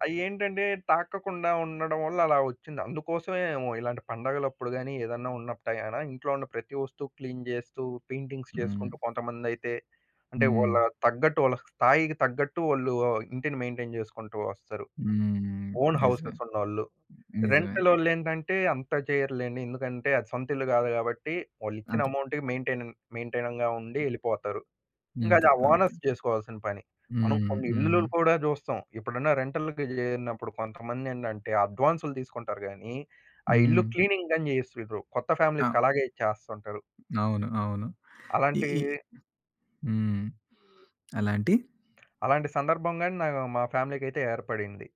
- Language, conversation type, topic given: Telugu, podcast, ఇల్లు ఎప్పుడూ శుభ్రంగా, సర్దుబాటుగా ఉండేలా మీరు పాటించే చిట్కాలు ఏమిటి?
- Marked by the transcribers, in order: in English: "క్లీన్"; in English: "పెయింటింగ్స్"; in English: "మెయింటైన్"; in English: "ఓన్ హౌసెస్"; in English: "అమౌంట్‌కి మేయిన్‌టైనింగ్"; other background noise; in English: "మేయిన్‌టైనింగ్‌గా"; in English: "ఓనర్స్"; in English: "రెంటల్‌కి"; in English: "క్లీనింగ్"; in English: "ఫ్యామిలీస్‌కలాగే"